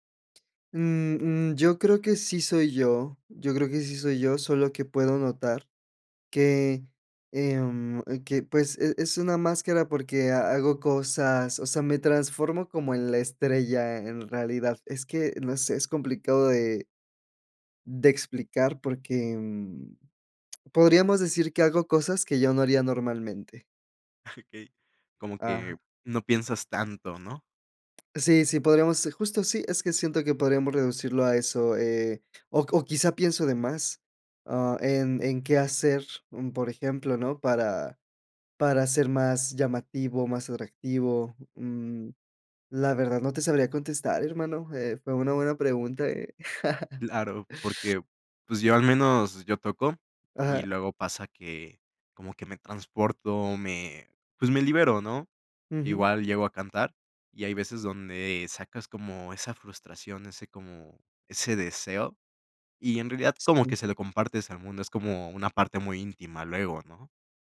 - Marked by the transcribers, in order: other background noise; laughing while speaking: "Okey"; chuckle
- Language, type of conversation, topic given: Spanish, podcast, ¿Qué parte de tu trabajo te hace sentir más tú mismo?